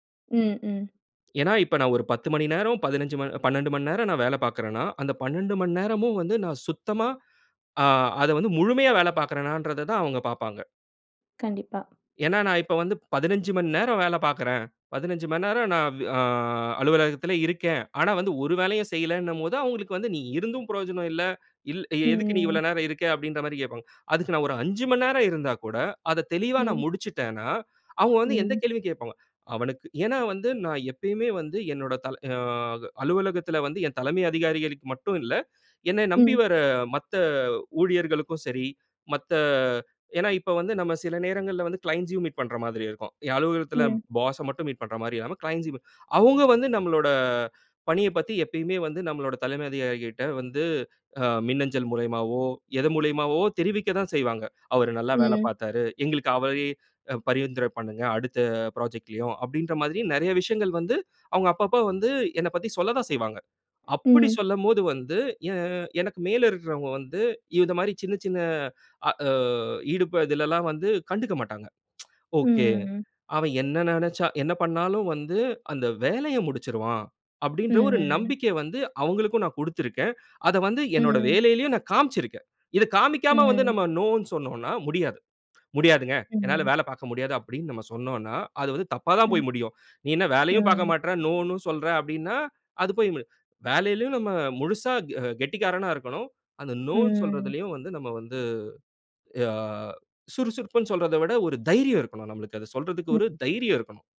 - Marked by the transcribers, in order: other noise; inhale; drawn out: "ஆ"; drawn out: "ம்"; inhale; drawn out: "ஆ"; inhale; in English: "க்ளைண்ட்ஸ்யும் மீட்"; in English: "பாஸ"; in English: "மீட்"; in English: "க்ளைண்ட்ஸ்யுமே"; drawn out: "நம்மளோட"; inhale; in English: "புராஜெக்ட்லயும்"; tsk; "அப்பபிடின்ற" said as "அப்டின்ற"; "கொடுத்திருக்கிறேன்" said as "குடுத்திருக்கேன்"; in English: "நோன்னு"; angry: "முடியாதுங்க, என்னால வேலை பார்க்க முடியாது"; other background noise; inhale; angry: "நீ என்ன வேலையும் பார்க்கமாட்ற, நோன்னு சொல்ற"; in English: "நோன்னு"; in English: "நோன்னு"
- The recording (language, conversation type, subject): Tamil, podcast, வேலை-வீட்டு சமநிலையை நீங்கள் எப்படிக் காப்பாற்றுகிறீர்கள்?